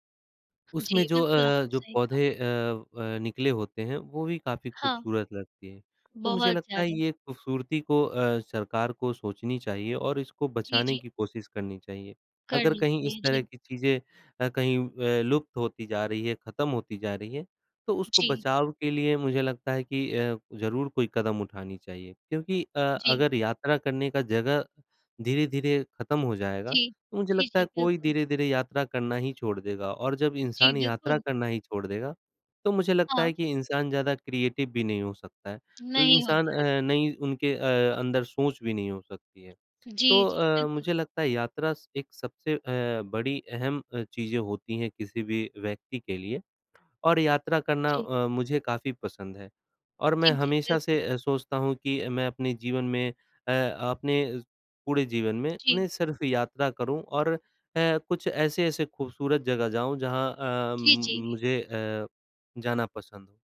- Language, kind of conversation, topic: Hindi, unstructured, यात्रा के दौरान आपको सबसे ज़्यादा खुशी किस बात से मिलती है?
- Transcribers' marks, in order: in English: "क्रिएटिव"